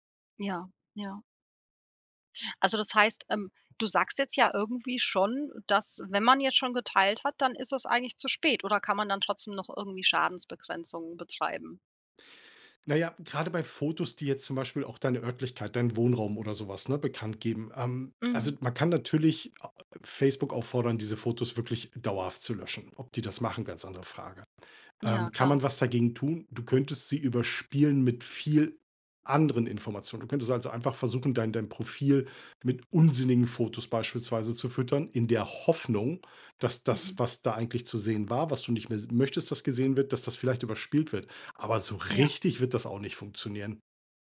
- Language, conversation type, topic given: German, podcast, Was ist dir wichtiger: Datenschutz oder Bequemlichkeit?
- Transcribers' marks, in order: none